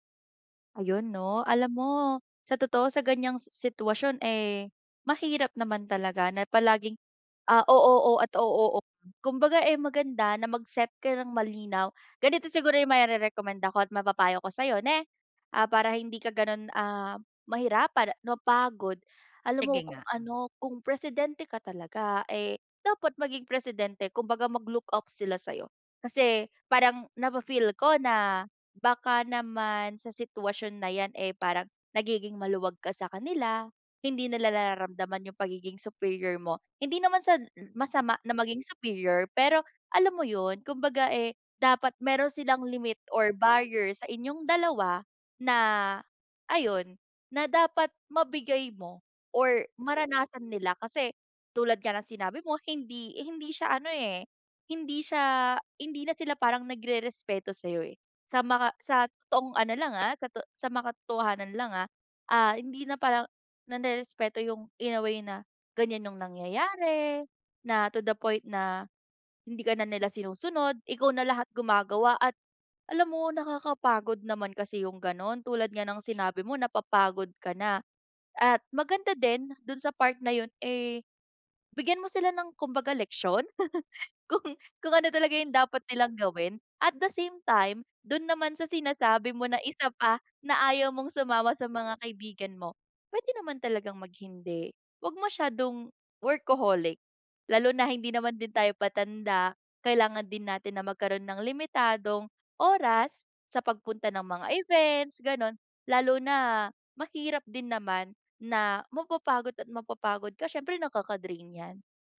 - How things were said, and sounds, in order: chuckle; laughing while speaking: "kung kung ano"
- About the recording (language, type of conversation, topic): Filipino, advice, Paano ko sasabihin nang maayos na ayaw ko munang dumalo sa mga okasyong inaanyayahan ako dahil napapagod na ako?